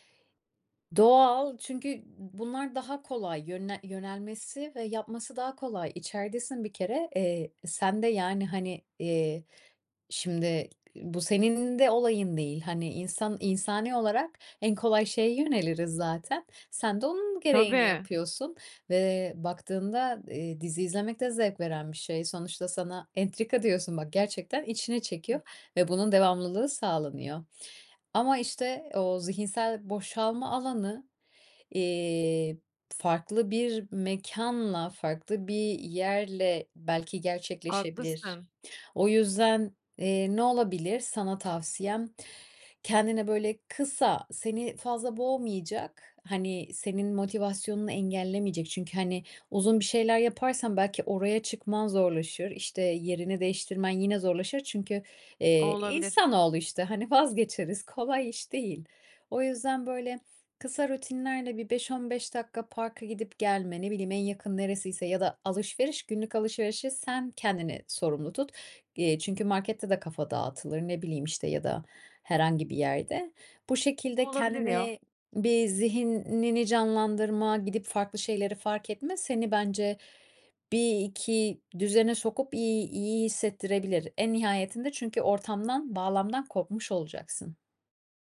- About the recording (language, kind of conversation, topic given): Turkish, advice, Molalar sırasında zihinsel olarak daha iyi nasıl yenilenebilirim?
- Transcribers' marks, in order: other background noise; laughing while speaking: "vazgeçeriz, kolay iş değil"